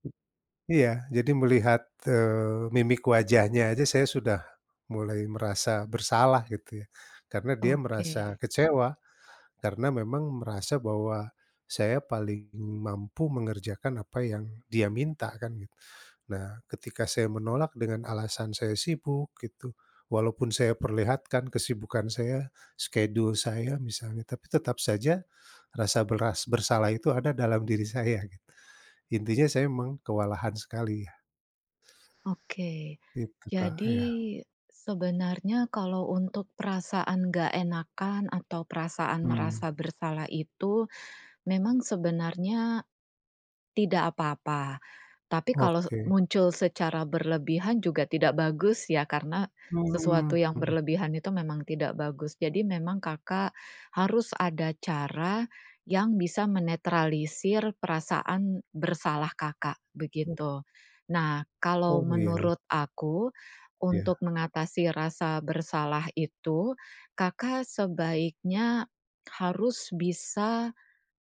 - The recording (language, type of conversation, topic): Indonesian, advice, Bagaimana cara mengatasi terlalu banyak komitmen sehingga saya tidak mudah kewalahan dan bisa berkata tidak?
- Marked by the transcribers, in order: other background noise